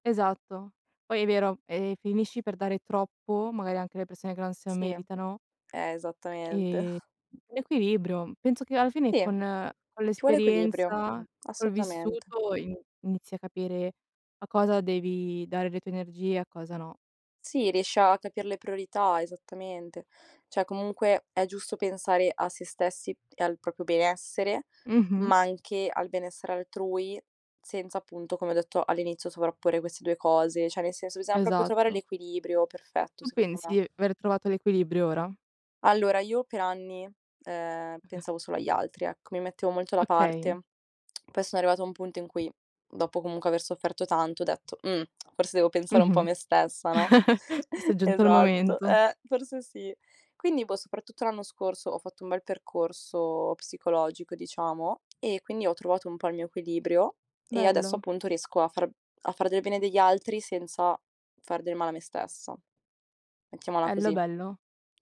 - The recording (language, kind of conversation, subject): Italian, unstructured, Secondo te, oggi le persone sono più egoiste o più solidali?
- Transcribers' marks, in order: chuckle; other background noise; "Cioè" said as "ceh"; "proprio" said as "propio"; "Cioè" said as "ceh"; unintelligible speech; chuckle; chuckle; background speech; laughing while speaking: "Esatto, eh, forse sì"